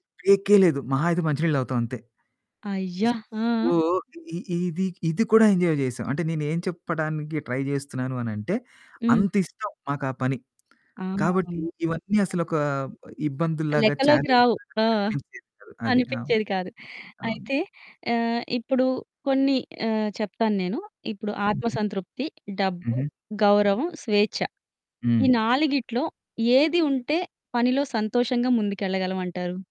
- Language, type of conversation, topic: Telugu, podcast, పని ద్వారా మీకు సంతోషం కలగాలంటే ముందుగా ఏం అవసరం?
- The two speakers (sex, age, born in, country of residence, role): female, 30-34, India, India, host; male, 40-44, India, India, guest
- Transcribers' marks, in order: distorted speech; in English: "సో"; in English: "ఎంజాయ్"; in English: "ట్రై"; in English: "చాలెంజ్"; other background noise